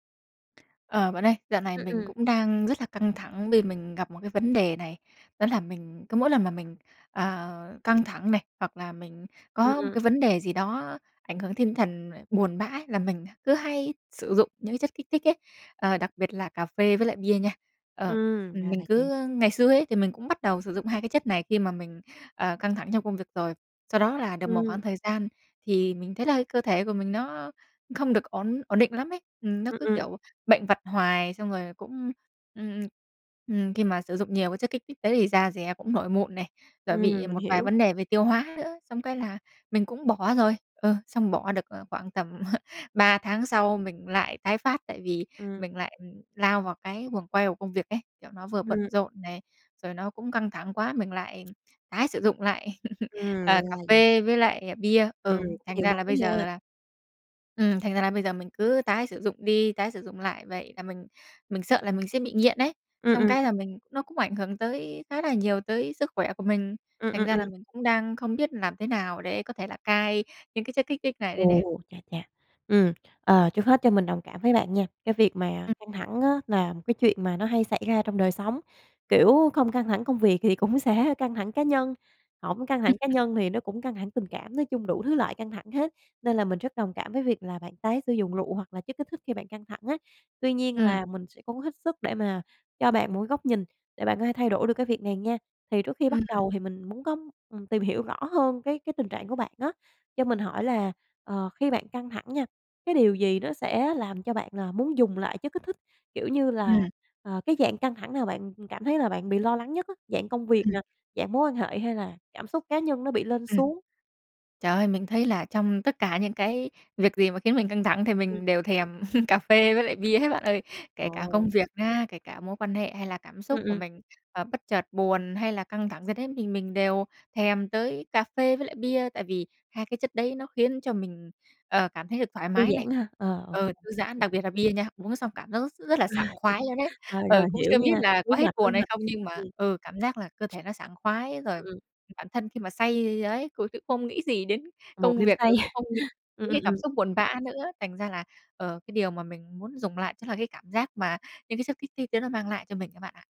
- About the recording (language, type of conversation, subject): Vietnamese, advice, Tôi có đang tái dùng rượu hoặc chất kích thích khi căng thẳng không, và tôi nên làm gì để kiểm soát điều này?
- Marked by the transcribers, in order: tapping; chuckle; chuckle; other background noise; laughing while speaking: "cũng sẽ"; chuckle; chuckle; chuckle; chuckle